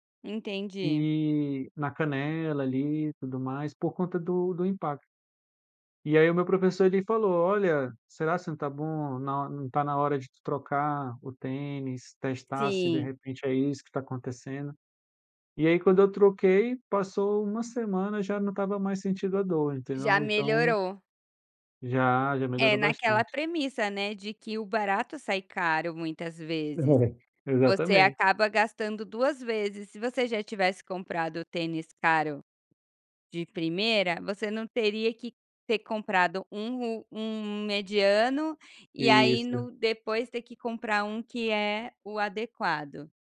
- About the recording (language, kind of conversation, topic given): Portuguese, podcast, Qual hobby te ajuda a desestressar nos fins de semana?
- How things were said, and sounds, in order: unintelligible speech